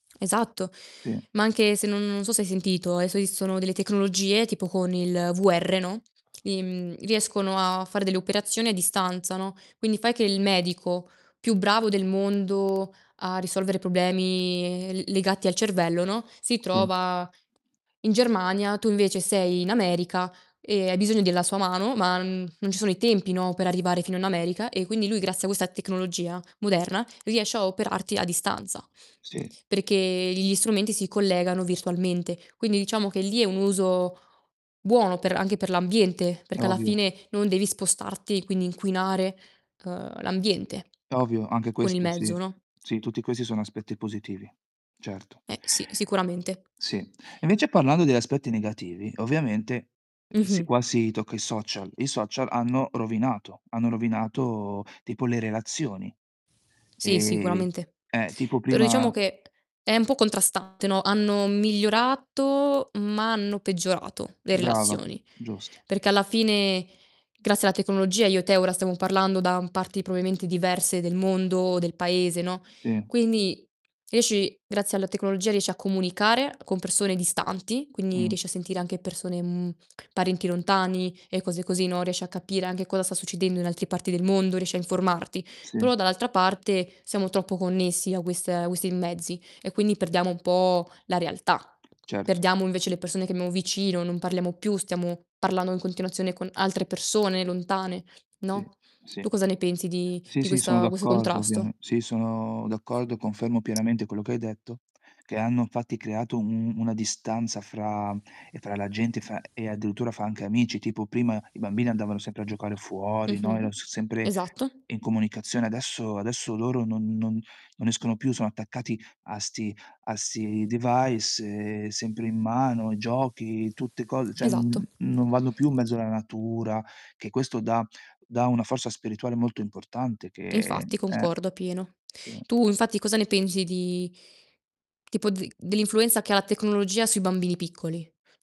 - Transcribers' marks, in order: other background noise; distorted speech; tapping; "probabilmente" said as "proabimente"; in English: "device"; static; "cioè" said as "ceh"
- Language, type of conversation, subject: Italian, unstructured, Come può la tecnologia aiutare a proteggere l’ambiente?